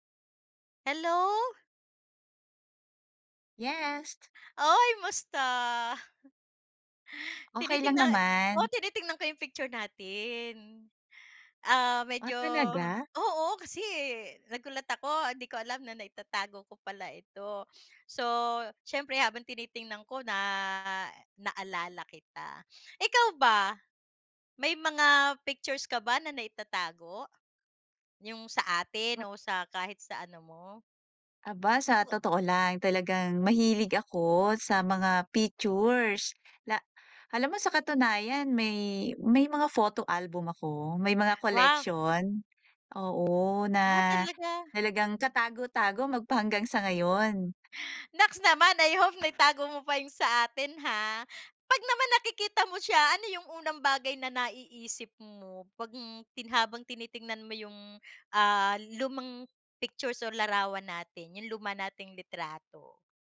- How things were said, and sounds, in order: joyful: "Hello"; joyful: "Uy, musta?"; joyful: "Tinitingnan, oo tinitingnan ko yung … ko pala ito"; joyful: "na talagang katago-tago magpahanggang sa ngayon"; joyful: "Ah, talaga?"; joyful: "Naks naman! I hope naitago … na naiisip mo"
- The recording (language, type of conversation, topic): Filipino, unstructured, Ano ang pakiramdam mo kapag tinitingnan mo ang mga lumang litrato?